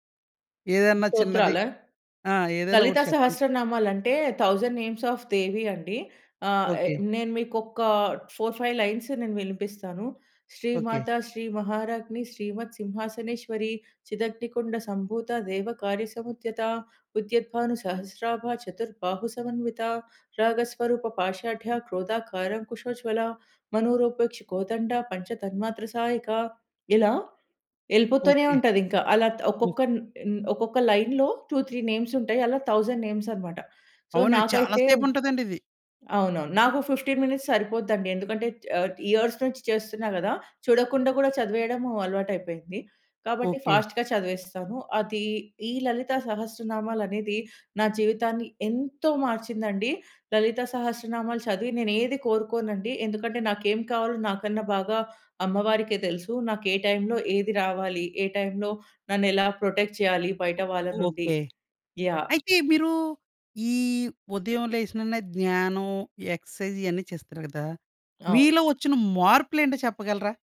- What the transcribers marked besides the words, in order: in English: "థౌసండ్ నేమ్స్ అఫ్"; in English: "ఫౌర్ ఫైవ్ లైన్స్"; singing: "శ్రీ మాతా, శ్రీ మహారాగ్ని, శ్రీమత్ … కోదండ పంచతన్మాత్ర సాయకా"; in English: "లైన్‌లో టు త్రీ నేమ్స్"; in English: "థౌసండ్ నేమ్స్"; in English: "సో"; in English: "ఫిఫ్టీన్ మినిట్స్"; in English: "ఇయర్స్"; in English: "ఫాస్ట్‌గా"; in English: "ప్రొటెక్ట్"; in English: "ఎక్సర్సైజ్"
- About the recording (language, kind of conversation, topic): Telugu, podcast, ఉదయం మీరు పూజ లేదా ధ్యానం ఎలా చేస్తారు?